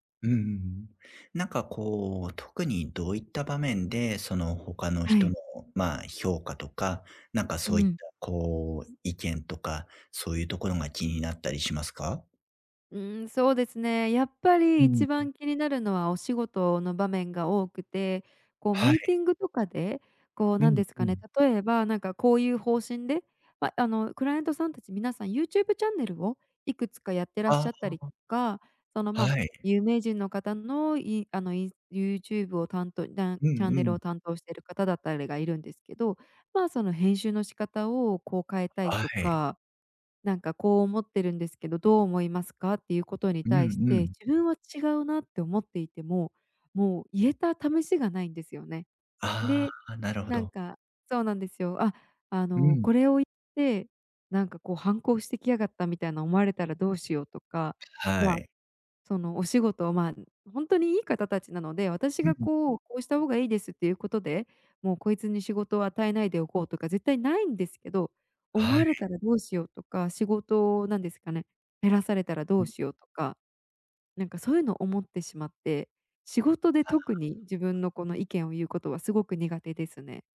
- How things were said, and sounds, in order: none
- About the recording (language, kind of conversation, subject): Japanese, advice, 他人の評価が気になって自分の考えを言えないとき、どうすればいいですか？